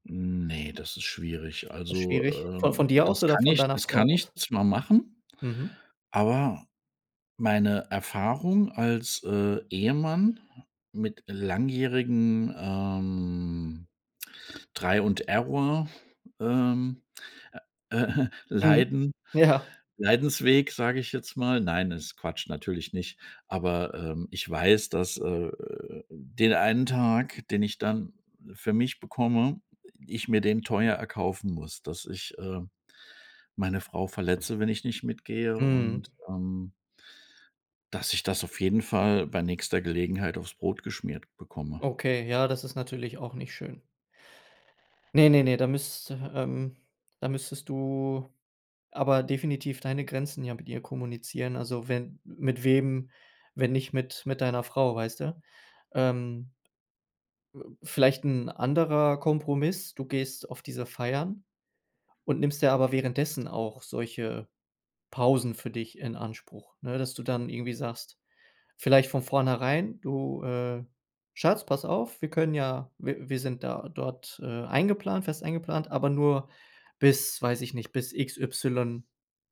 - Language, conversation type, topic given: German, advice, Was kann ich tun, wenn mich die Urlaubs- und Feiertagsplanung mit Freunden stresst?
- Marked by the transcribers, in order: other background noise; drawn out: "ähm"; laughing while speaking: "äh, äh"; laughing while speaking: "ja"